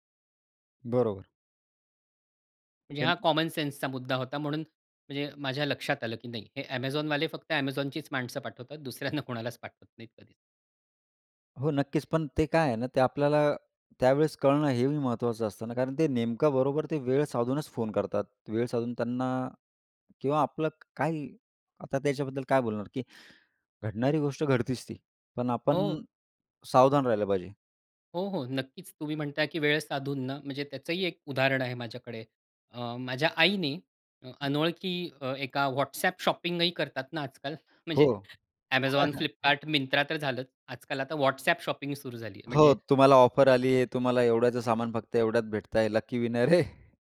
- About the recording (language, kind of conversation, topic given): Marathi, podcast, ऑनलाइन ओळखीच्या लोकांवर विश्वास ठेवावा की नाही हे कसे ठरवावे?
- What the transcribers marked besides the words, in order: unintelligible speech; in English: "कॉमन सेन्सचा"; laughing while speaking: "दुसऱ्यांना कोणालाच पाठवत नाहीत कधी"; sigh; tapping; in English: "शॉपिंग"; laughing while speaking: "म्हणजे"; chuckle; in English: "शॉपिंग"; in English: "ऑफर"; laughing while speaking: "लकी विनर आहे"; in English: "लकी विनर"